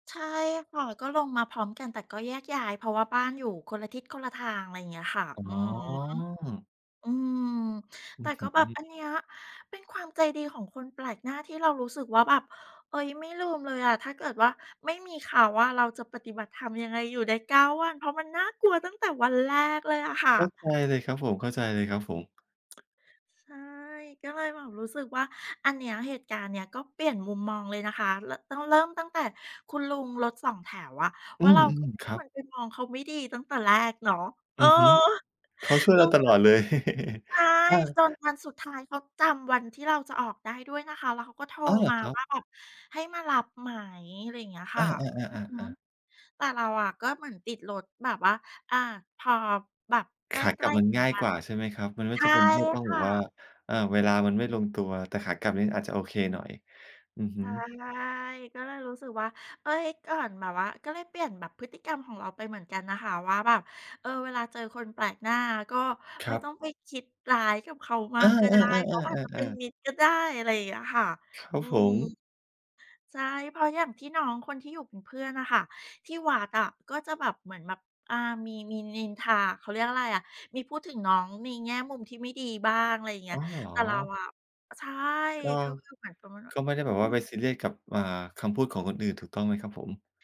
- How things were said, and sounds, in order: drawn out: "อ๋อ"; tapping; other background noise; chuckle; laugh; drawn out: "ใช่"
- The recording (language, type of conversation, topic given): Thai, podcast, คุณเคยได้รับความเมตตาจากคนแปลกหน้าบ้างไหม เล่าให้ฟังหน่อยได้ไหม?